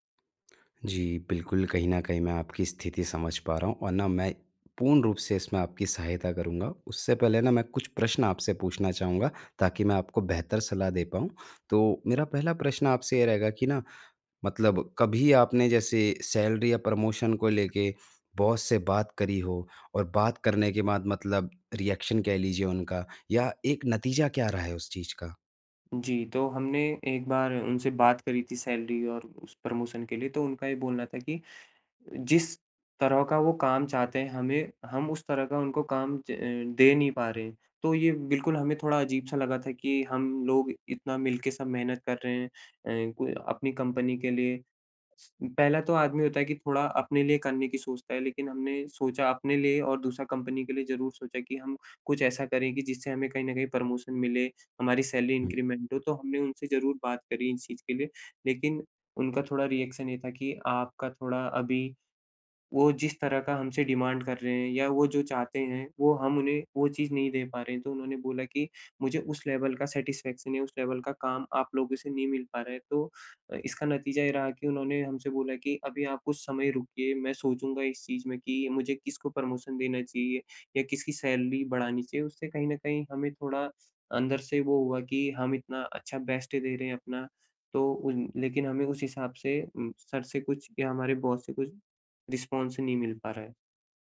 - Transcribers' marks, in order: in English: "सैलरी"; in English: "प्रमोशन"; in English: "बॉस"; in English: "रिएक्शन"; in English: "सैलरी"; in English: "प्रमोशन"; in English: "प्रमोशन"; in English: "सैलरी इंक्रीमेंट"; in English: "रिएक्शन"; in English: "डिमांड"; in English: "लेवल"; in English: "सैटिस्फैक्शन"; in English: "लेवल"; in English: "प्रमोशन"; in English: "सैलरी"; in English: "बेस्ट"; in English: "बॉस"; in English: "रिस्पॉन्स"
- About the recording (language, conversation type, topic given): Hindi, advice, मैं अपने प्रबंधक से वेतन‑वृद्धि या पदोन्नति की बात आत्मविश्वास से कैसे करूँ?
- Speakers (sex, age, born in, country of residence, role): male, 25-29, India, India, advisor; male, 25-29, India, India, user